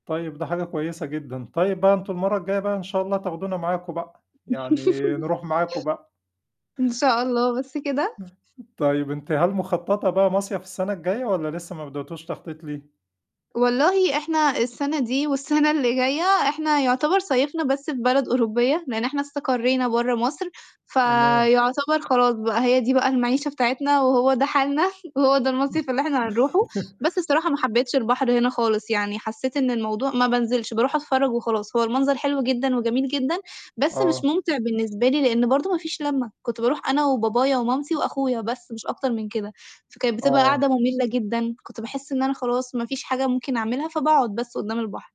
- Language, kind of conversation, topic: Arabic, podcast, احكيلي عن مرة اتلغت رحلتك فجأة، وإزاي رتّبت أمورك؟
- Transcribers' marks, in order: laugh; tapping; chuckle; background speech; laughing while speaking: "ده حالنا وهو ده المصيف اللي إحنا هنروحه"; chuckle; other background noise